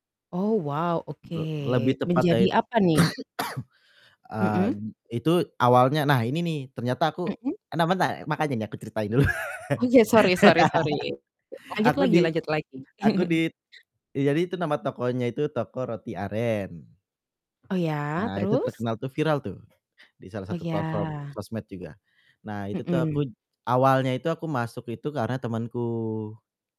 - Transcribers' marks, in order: other background noise; cough; laugh; chuckle
- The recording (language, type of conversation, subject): Indonesian, unstructured, Apa hal paling mengejutkan yang kamu pelajari dari pekerjaanmu?